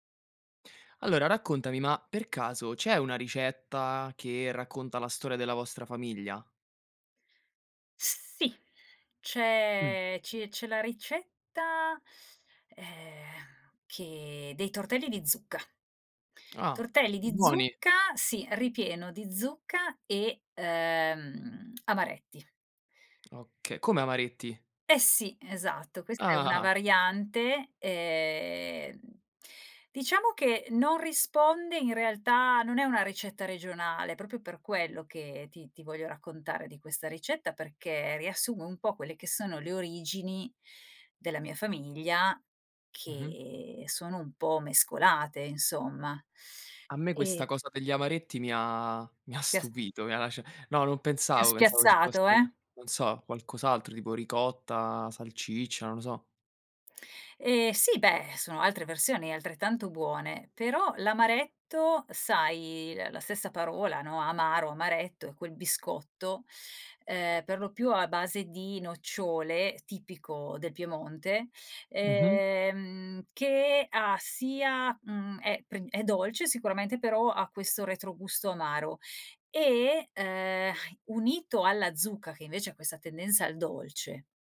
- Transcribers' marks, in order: "proprio" said as "propio"
- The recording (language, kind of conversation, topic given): Italian, podcast, C’è una ricetta che racconta la storia della vostra famiglia?